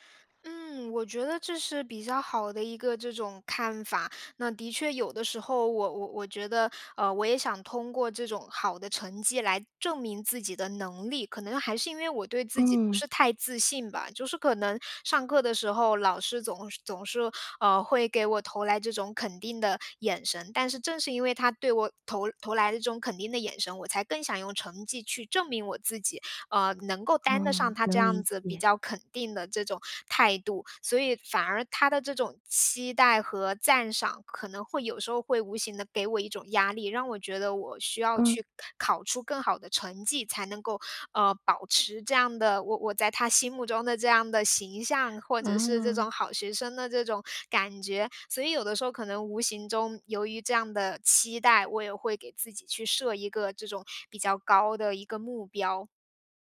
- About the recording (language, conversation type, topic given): Chinese, advice, 我对自己要求太高，怎样才能不那么累？
- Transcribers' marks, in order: none